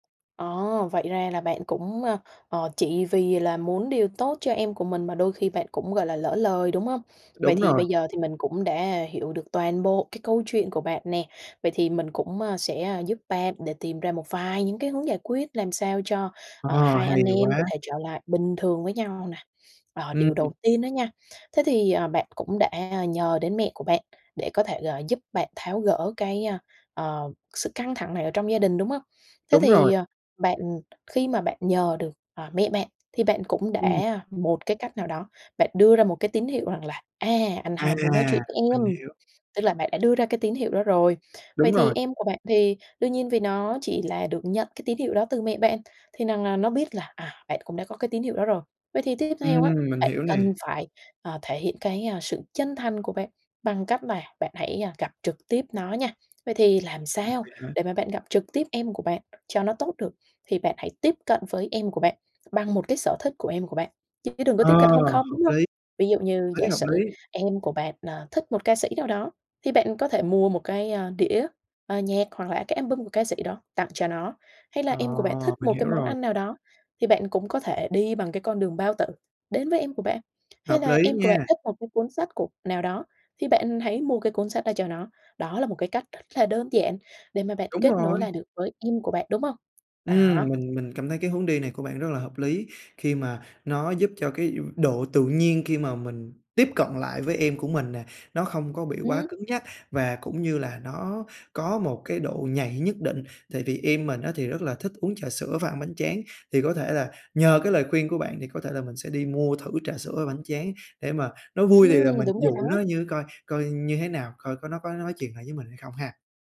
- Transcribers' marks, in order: tapping; in English: "album"
- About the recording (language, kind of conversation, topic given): Vietnamese, advice, Làm sao để vượt qua nỗi sợ đối diện và xin lỗi sau khi lỡ làm tổn thương người khác?